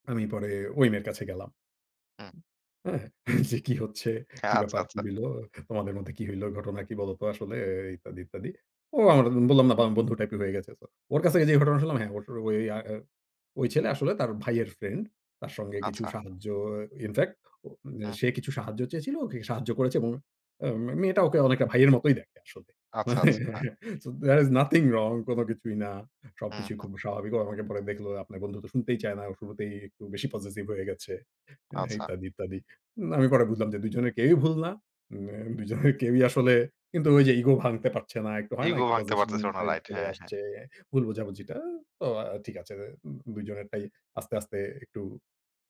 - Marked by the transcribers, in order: other background noise; laughing while speaking: "খা আচ্ছা আচ্ছা"; laughing while speaking: "মানে"; chuckle; laughing while speaking: "দেয়ার ইস নাথিং রং"; in English: "দেয়ার ইস নাথিং রং"; in English: "পজেসিভ"; in English: "পজেশন"
- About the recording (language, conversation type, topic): Bengali, podcast, সহজ তিনটি উপায়ে কীভাবে কেউ সাহায্য পেতে পারে?